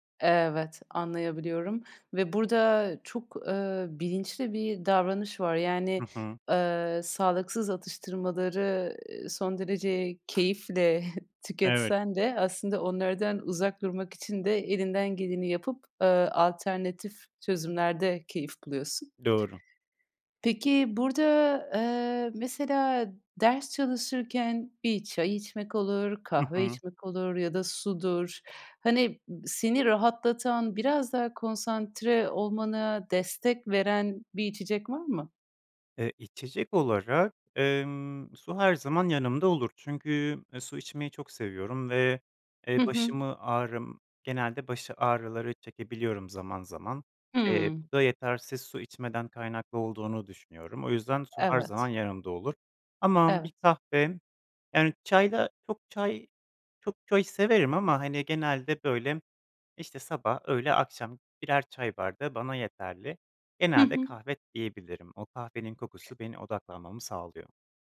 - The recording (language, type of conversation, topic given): Turkish, podcast, Sınav kaygısıyla başa çıkmak için genelde ne yaparsın?
- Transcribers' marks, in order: other background noise; chuckle